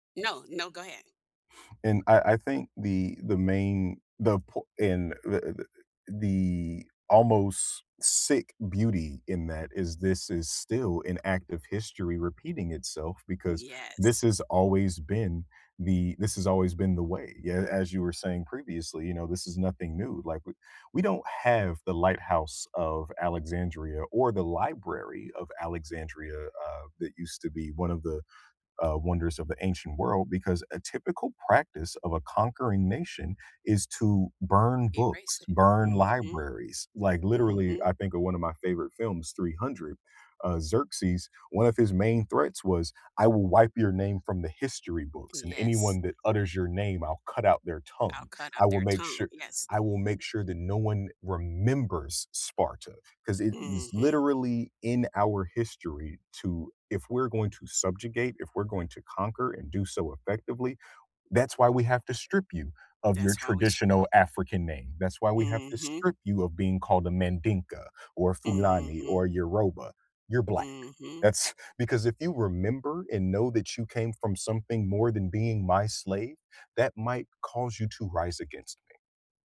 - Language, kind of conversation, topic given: English, unstructured, How do you think history influences current events?
- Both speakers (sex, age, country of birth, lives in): female, 50-54, United States, United States; male, 35-39, United States, United States
- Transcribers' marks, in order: stressed: "remembers"; tapping